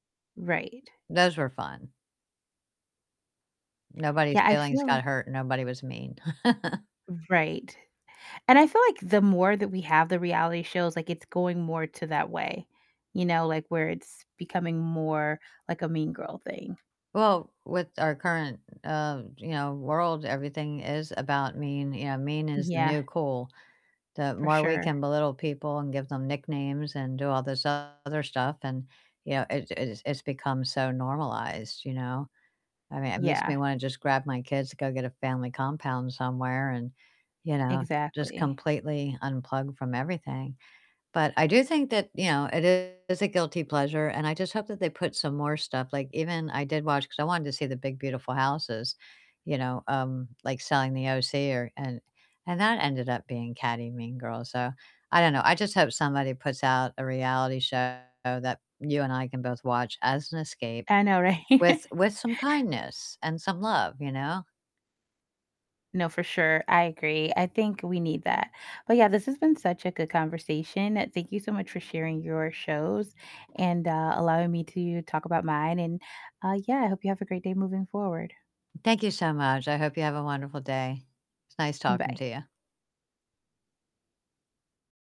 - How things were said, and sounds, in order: laugh; distorted speech; laughing while speaking: "right?"; laugh
- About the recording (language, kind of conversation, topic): English, unstructured, Which reality shows do you secretly love to watch as a guilty pleasure, and do you think it’s okay to enjoy or admit it openly?